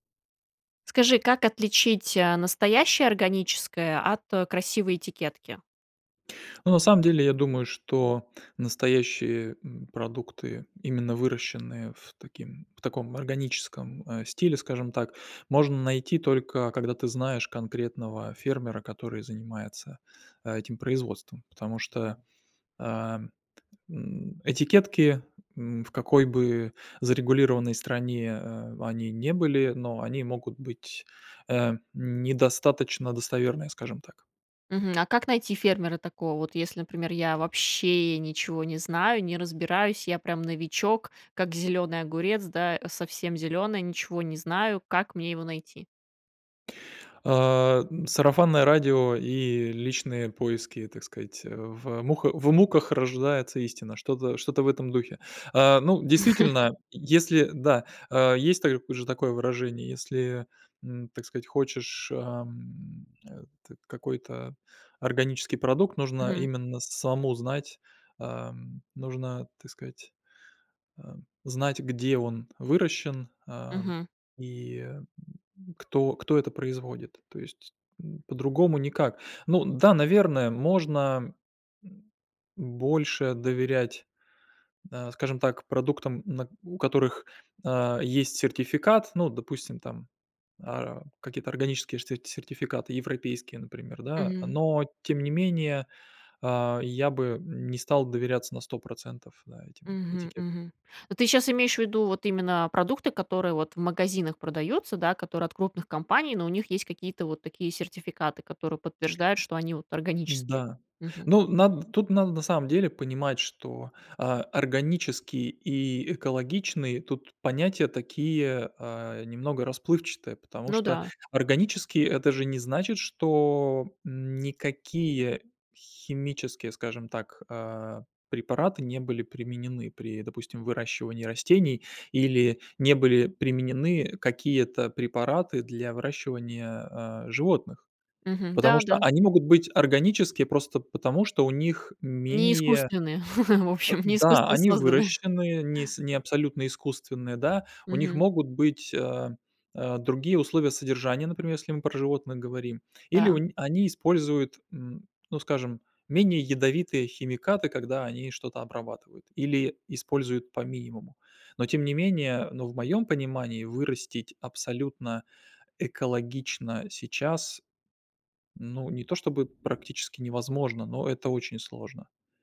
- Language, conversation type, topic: Russian, podcast, Как отличить настоящее органическое от красивой этикетки?
- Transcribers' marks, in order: stressed: "вообще"; chuckle; other noise; laughing while speaking: "в общем, не искусственно созданы"